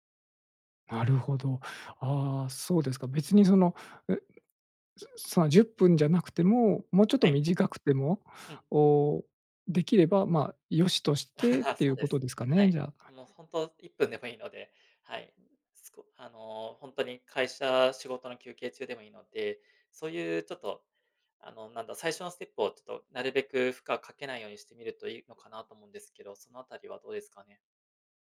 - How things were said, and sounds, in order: laugh
- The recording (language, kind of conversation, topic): Japanese, advice, ストレス対処のための瞑想が続けられないのはなぜですか？